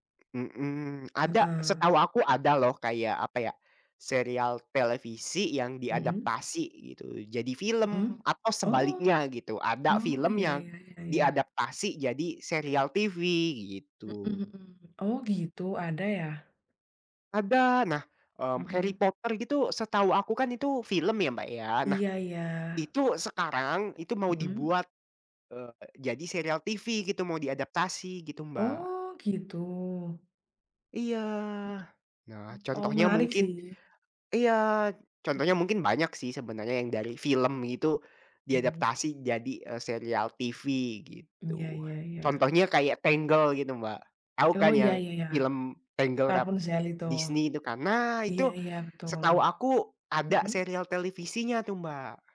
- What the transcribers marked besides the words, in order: tapping; other background noise
- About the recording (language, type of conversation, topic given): Indonesian, unstructured, Apa yang lebih Anda nikmati: menonton serial televisi atau film?
- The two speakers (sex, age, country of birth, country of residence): female, 25-29, Indonesia, Indonesia; male, 20-24, Indonesia, Germany